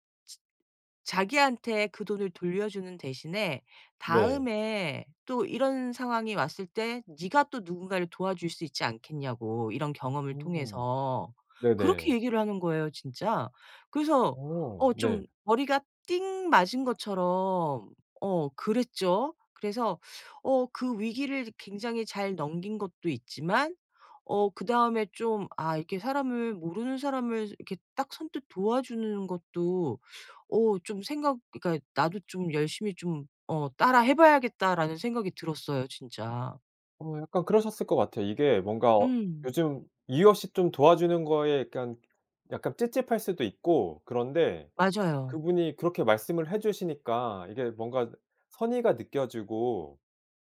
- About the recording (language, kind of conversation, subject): Korean, podcast, 위기에서 누군가 도와준 일이 있었나요?
- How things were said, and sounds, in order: none